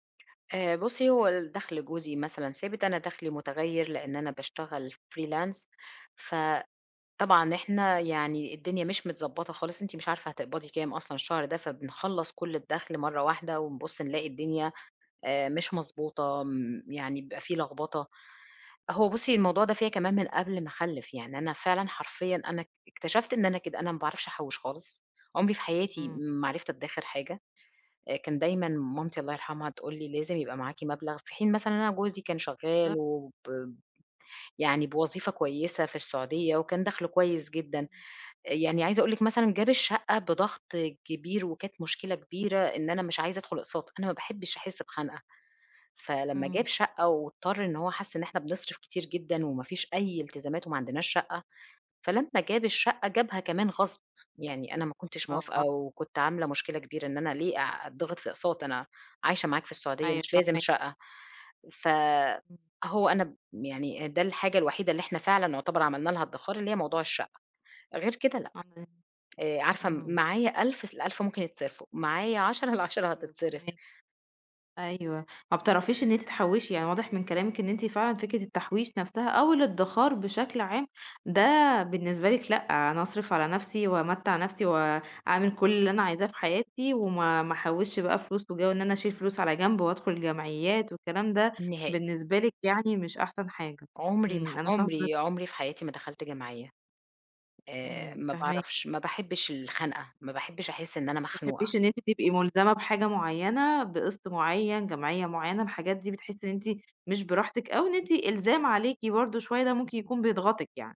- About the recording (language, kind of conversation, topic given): Arabic, advice, إزاي كانت تجربتك لما مصاريفك كانت أكتر من دخلك؟
- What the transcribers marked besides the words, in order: in English: "Freelance"; tapping; unintelligible speech; laughing while speaking: "العشرة هتتصرف"; other background noise